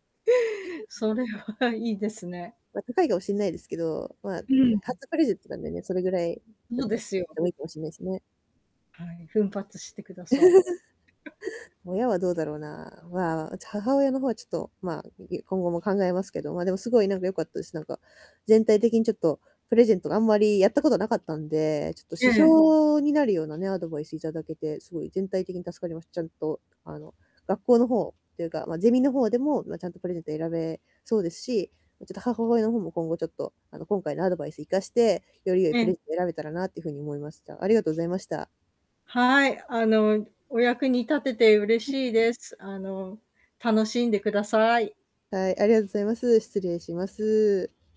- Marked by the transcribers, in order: chuckle; laughing while speaking: "それはいいですね"; static; laugh; distorted speech; other background noise; chuckle
- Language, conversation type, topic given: Japanese, advice, 相手に喜ばれるギフトを選ぶには、まず何を考えればいいですか？